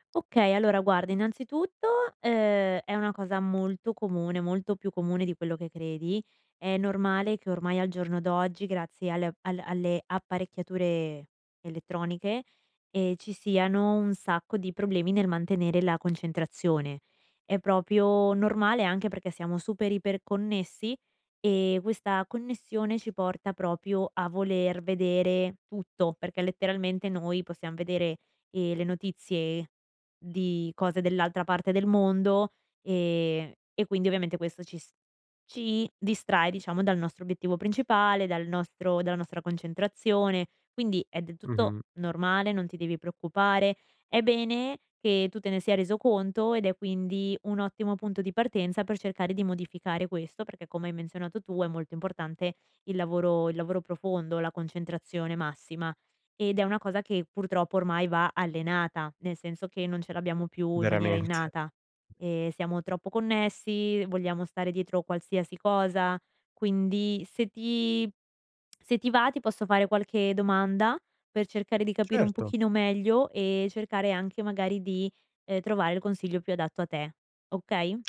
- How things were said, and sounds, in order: "proprio" said as "propio"; "proprio" said as "propio"; "possiamo" said as "possiam"; laughing while speaking: "Veramente"; tapping
- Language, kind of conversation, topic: Italian, advice, In che modo il multitasking continuo ha ridotto la qualità e la produttività del tuo lavoro profondo?